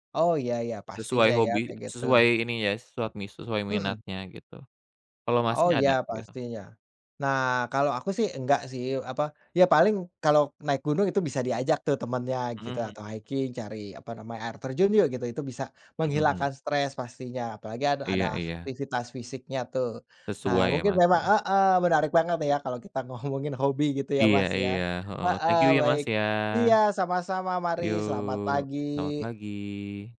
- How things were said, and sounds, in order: in English: "hiking"; laughing while speaking: "ngomongin hobi"; in English: "Thank you"
- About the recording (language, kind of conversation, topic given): Indonesian, unstructured, Bagaimana hobimu membantumu melepas stres sehari-hari?